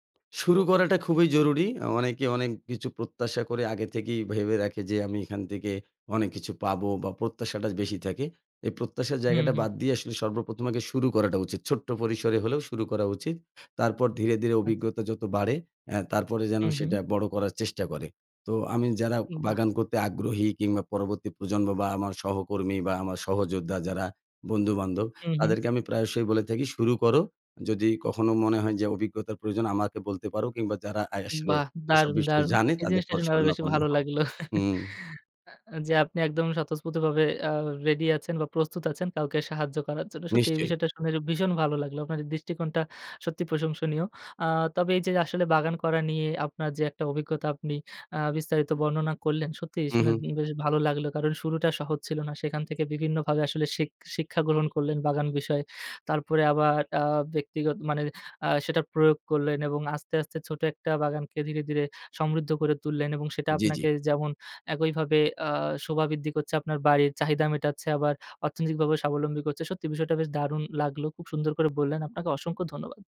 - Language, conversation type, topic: Bengali, podcast, যদি আপনি বাগান করা নতুন করে শুরু করেন, তাহলে কোথা থেকে শুরু করবেন?
- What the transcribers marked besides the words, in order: other background noise; tapping; chuckle